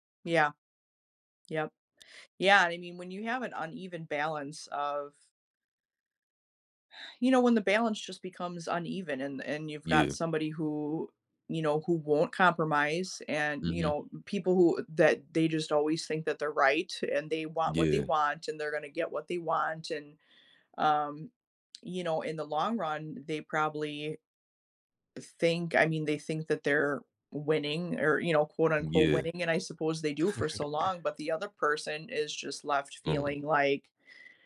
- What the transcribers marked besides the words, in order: tapping; other background noise; chuckle
- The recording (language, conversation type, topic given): English, unstructured, When did you have to compromise with someone?